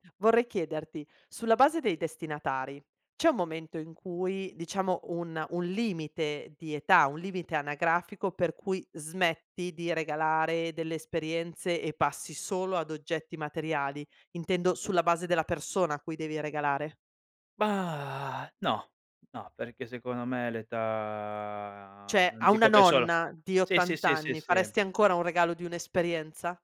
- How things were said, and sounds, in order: drawn out: "Mah"; drawn out: "età"; "Cioè" said as "ceh"
- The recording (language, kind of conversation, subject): Italian, podcast, Preferisci le esperienze o gli oggetti materiali, e perché?